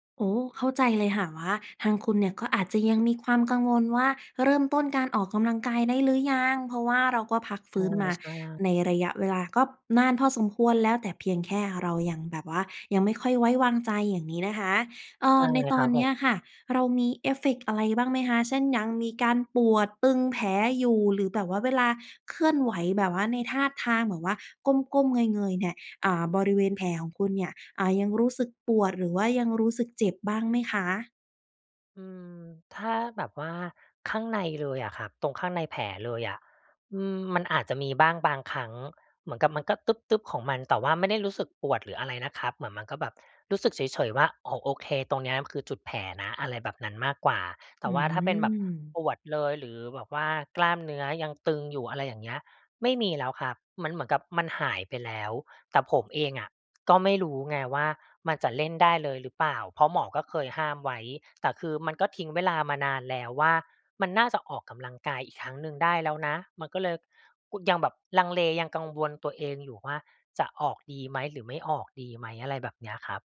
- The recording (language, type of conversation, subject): Thai, advice, ฉันกลัวว่าจะกลับไปออกกำลังกายอีกครั้งหลังบาดเจ็บเล็กน้อย ควรทำอย่างไรดี?
- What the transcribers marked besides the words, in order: tapping